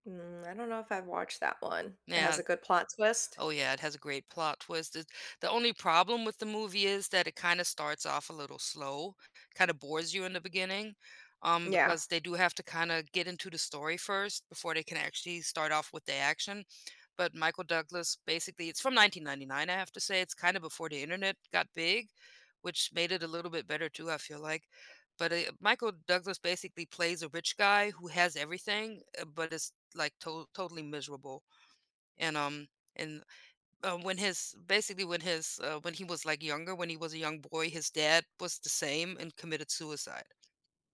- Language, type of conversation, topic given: English, unstructured, No spoilers: Which surprise plot twist blew your mind, and what made it unforgettable for you?
- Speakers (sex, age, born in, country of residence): female, 35-39, United States, United States; female, 45-49, Germany, United States
- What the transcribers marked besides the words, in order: none